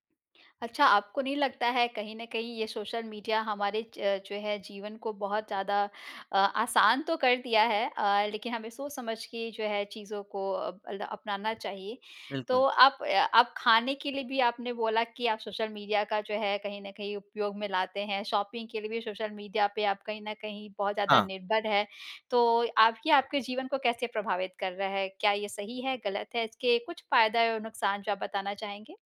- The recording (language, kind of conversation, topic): Hindi, podcast, सोशल मीडिया ने आपके स्टाइल को कैसे बदला है?
- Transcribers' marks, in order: in English: "शॉपिंग"